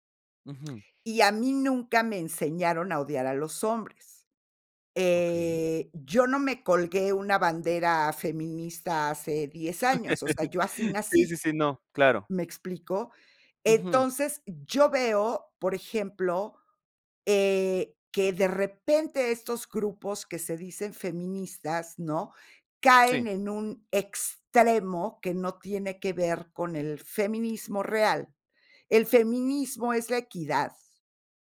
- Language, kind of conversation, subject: Spanish, podcast, ¿Por qué crees que ciertas historias conectan con la gente?
- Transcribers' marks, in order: laugh